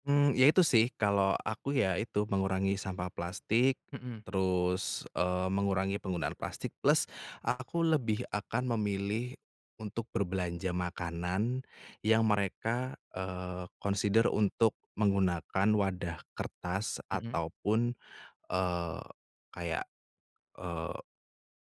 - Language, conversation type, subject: Indonesian, podcast, Menurut kamu, langkah kecil apa yang paling berdampak untuk bumi?
- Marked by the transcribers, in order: none